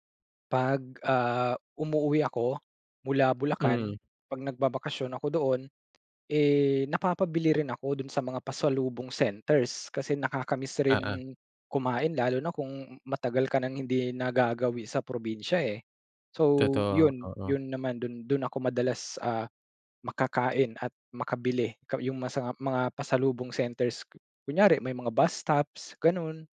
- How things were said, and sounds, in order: wind; in English: "bus stops"
- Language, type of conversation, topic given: Filipino, podcast, Anong lokal na pagkain ang hindi mo malilimutan, at bakit?
- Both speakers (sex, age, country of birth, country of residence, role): male, 25-29, Philippines, Philippines, guest; male, 35-39, Philippines, Philippines, host